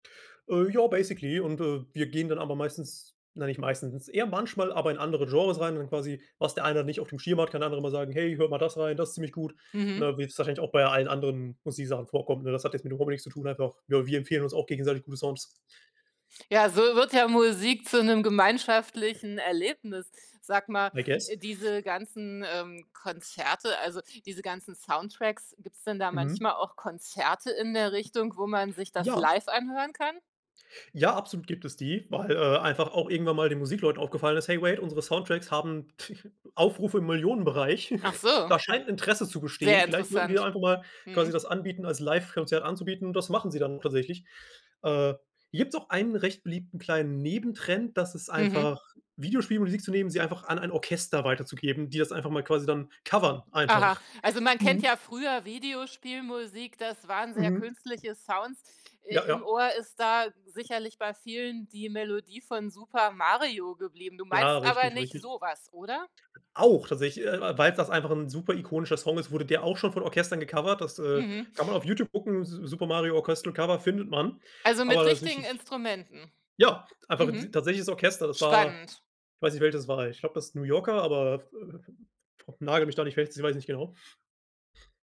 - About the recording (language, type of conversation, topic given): German, podcast, Was hat deine Musikauswahl am meisten geprägt?
- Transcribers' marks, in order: in English: "basically"; tapping; in English: "I guess"; snort; other background noise; in English: "wait"; chuckle; snort